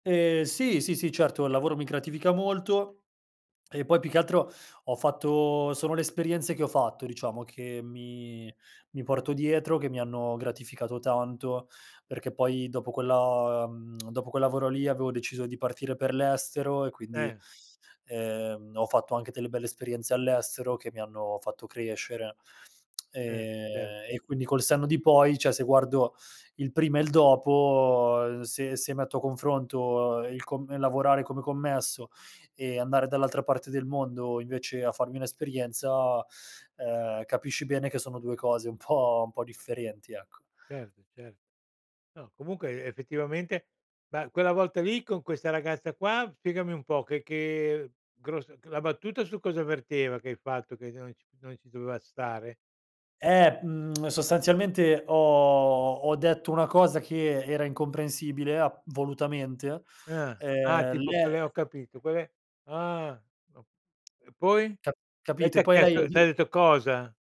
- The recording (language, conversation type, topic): Italian, podcast, C'è un fallimento che, guardandolo ora, ti fa sorridere?
- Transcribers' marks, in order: tsk; tsk; tsk; other background noise